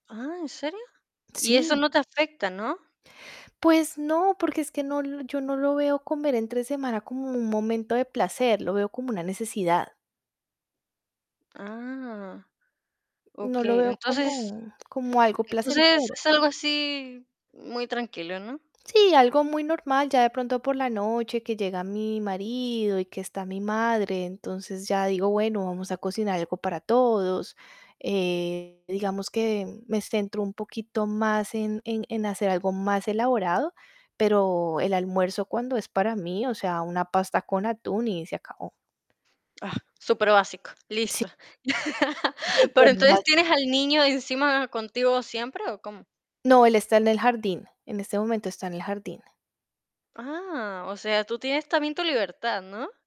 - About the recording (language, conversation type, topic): Spanish, advice, ¿Cómo ha sido tu transición al trabajo remoto o tu regreso a la oficina?
- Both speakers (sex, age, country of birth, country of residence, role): female, 35-39, Colombia, Italy, user; female, 50-54, Venezuela, Portugal, advisor
- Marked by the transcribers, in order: static; distorted speech; tapping; laugh